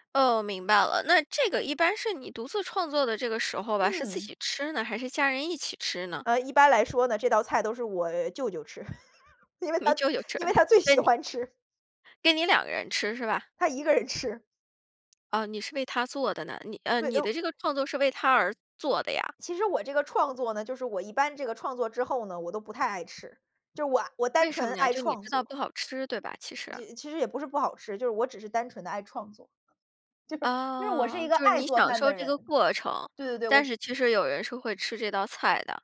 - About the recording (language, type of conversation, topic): Chinese, podcast, 如何把做饭当成创作
- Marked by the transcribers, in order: tapping; laughing while speaking: "因为他 因为他最喜欢吃"; laughing while speaking: "舅舅吃"; other background noise; laughing while speaking: "他一个人"; laughing while speaking: "就是"